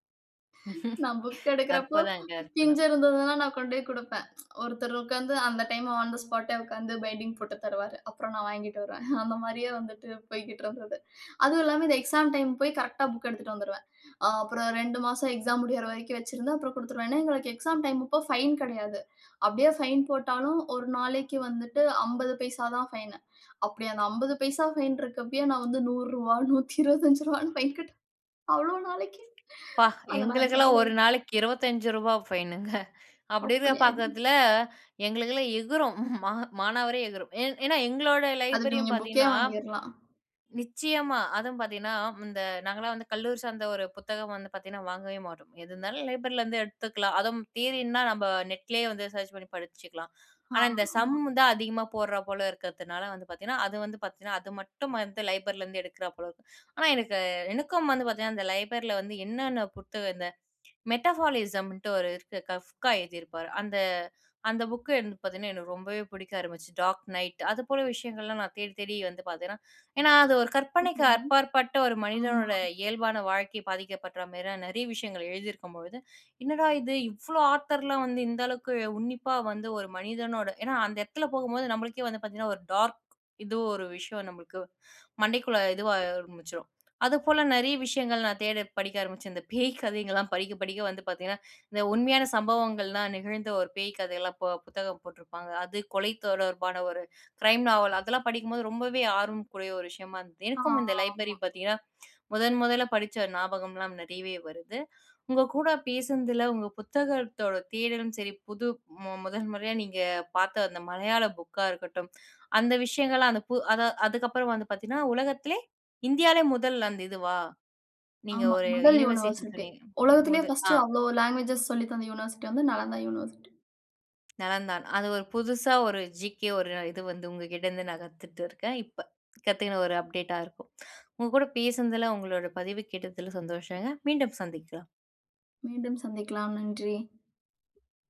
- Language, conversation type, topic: Tamil, podcast, நீங்கள் முதல் முறையாக நூலகத்திற்குச் சென்றபோது அந்த அனுபவம் எப்படி இருந்தது?
- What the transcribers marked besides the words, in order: laughing while speaking: "நான் புக் எடுக்கிறப்போ, பிஞ்சு இருந்ததுன்னா … வந்துட்டு போய்க்கிட்டு இருந்தது"; laughing while speaking: "அற்புதங்க, அற்புதம்"; tsk; in English: "ஆன் தே ஸ்பாட்டே"; in English: "பைண்டிங்"; inhale; inhale; in English: "ஃபைன்"; in English: "ஃபைன்"; inhale; in English: "ஃபைன்"; laughing while speaking: "நூறுரூவா நூத்தி இருவத்தி அஞ்சுரூவானு ஃபைன் கட்ட அவ்ளோ நாளைக்கு.அத நான் கையில வச்சு"; in English: "ஃபைன்"; lip smack; chuckle; chuckle; in English: "லைப்ரரியும்"; tapping; in English: "லைப்ரரில"; in English: "தியரின்னா"; inhale; in English: "சம்"; in English: "லைப்ரரிலருந்து"; inhale; in English: "லைப்ரரில"; exhale; in English: "மெட்டபாலிசம்ன்ட்டு"; inhale; inhale; surprised: "என்னடா! இது இவ்ளோ ஆத்தர்லாம் வந்து … மண்டைக்குள்ள இதுவா ஆரம்பிச்சுரும்"; in English: "ஆத்தர்லாம்"; inhale; chuckle; in English: "கிரைம் நாவல்"; in English: "லைப்ரரி"; inhale; inhale; inhale; in English: "யூனிவர்சிட்டி"; other noise; in English: "ஜீகே"; in English: "அப்டேட்டா"; inhale